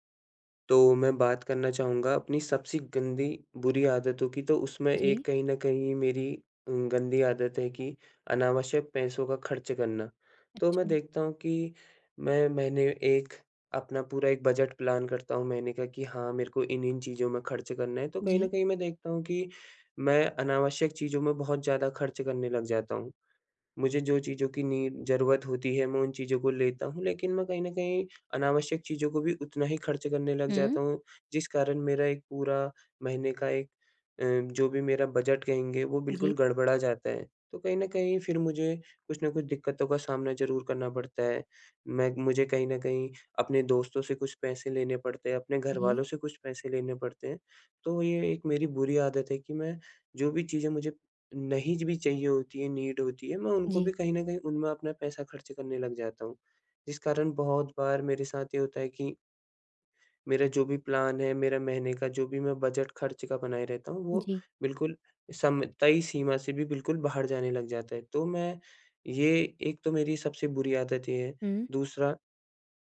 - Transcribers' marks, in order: in English: "प्लान"; in English: "नीड"; in English: "नीड"; in English: "प्लान"
- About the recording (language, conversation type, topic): Hindi, advice, मैं अपनी खर्च करने की आदतें कैसे बदलूँ?